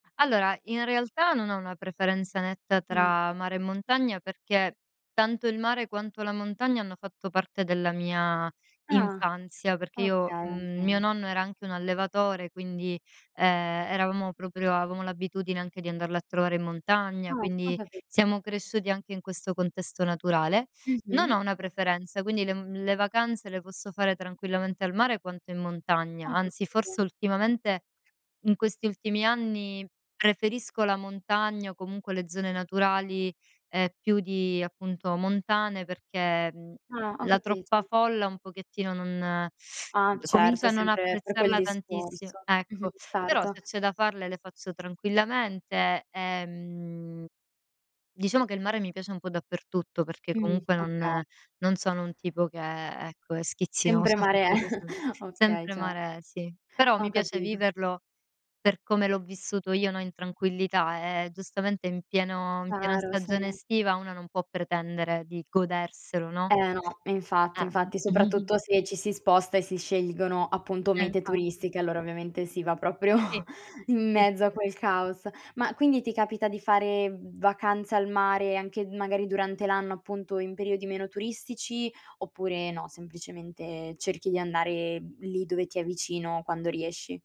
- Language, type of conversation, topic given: Italian, podcast, Che rapporto hai con il mare?
- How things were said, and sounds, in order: "avevamo" said as "avomo"; other background noise; teeth sucking; chuckle; chuckle; chuckle